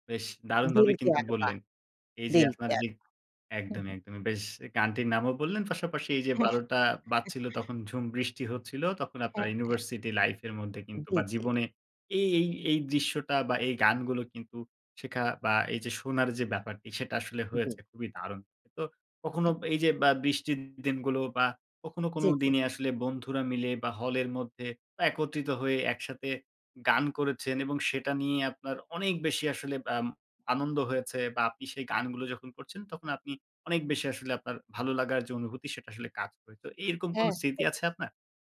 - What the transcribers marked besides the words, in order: laughing while speaking: "হ্যাঁ"; chuckle; other noise
- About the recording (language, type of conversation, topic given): Bengali, podcast, মন খারাপ হলে কোন গানটা শুনলে আপনার মুখে হাসি ফুটে ওঠে?